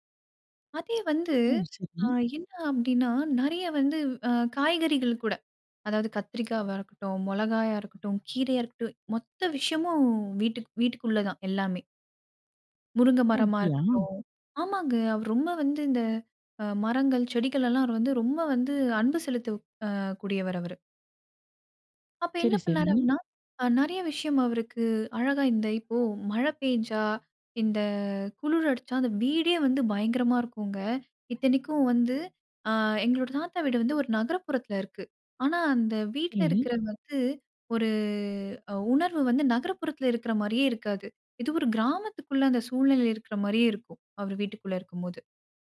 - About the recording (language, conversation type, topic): Tamil, podcast, ஒரு மரத்திடம் இருந்து என்ன கற்க முடியும்?
- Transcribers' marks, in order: none